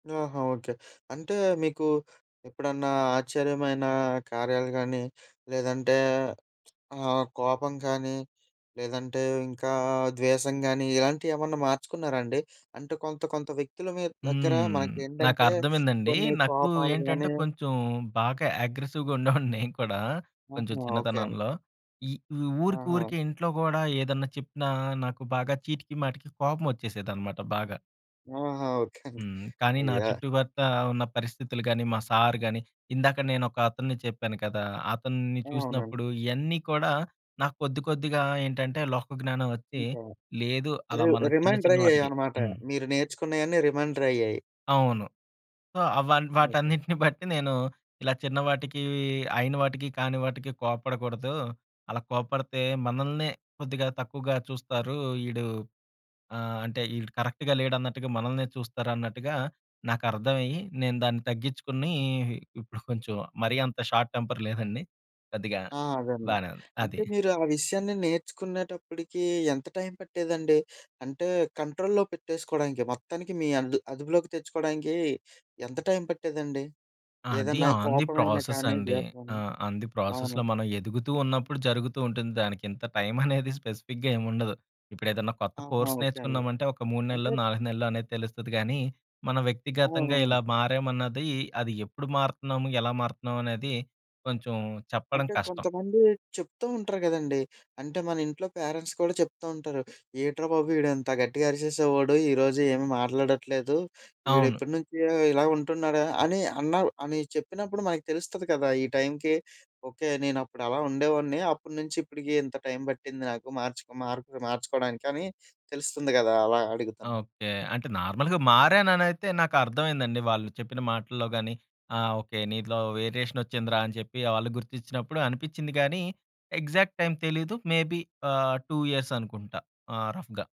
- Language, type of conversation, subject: Telugu, podcast, ఒక స్థానిక వ్యక్తి మీకు నేర్పిన సాధారణ జీవన పాఠం ఏమిటి?
- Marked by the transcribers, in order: other background noise; in English: "ఆగ్రెసివ్‌గా"; chuckle; chuckle; in English: "సార్"; in English: "రి రిమైండర్"; in English: "సో"; in English: "కరెక్ట్‌గా"; in English: "షార్ట్ టెంపర్"; in English: "కంట్రోల్లో"; in English: "ఆన్ ది ప్రాసెస్"; in English: "ఆన్ ది ప్రాసెస్‌లో"; in English: "టైం"; in English: "స్పెసిఫిక్‌గా"; in English: "కోర్స్"; in English: "పేరెంట్స్"; in English: "టైంకి"; in English: "టైం"; in English: "నార్మల్‌గా"; in English: "వేరియేషన్"; in English: "ఎగ్జాక్ట్"; in English: "మేబి"; in English: "టూ ఇయర్స్"; in English: "రఫ్‌గా"